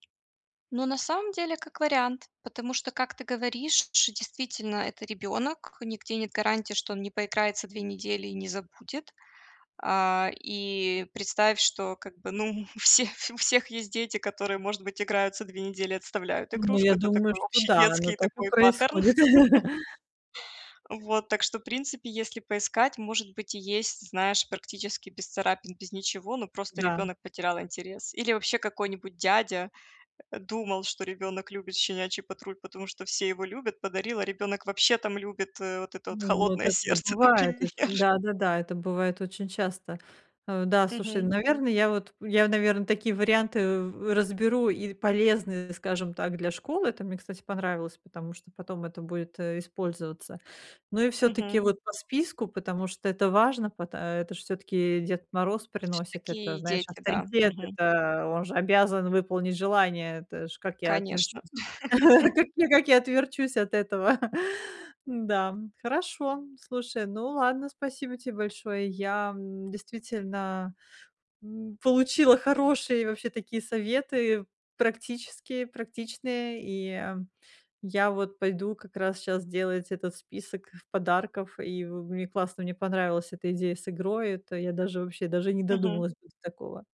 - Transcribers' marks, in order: tapping; laughing while speaking: "у всех"; laugh; chuckle; laughing while speaking: "например"; laugh; chuckle; chuckle
- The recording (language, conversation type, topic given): Russian, advice, Как купить подарки и одежду, если у меня ограниченный бюджет?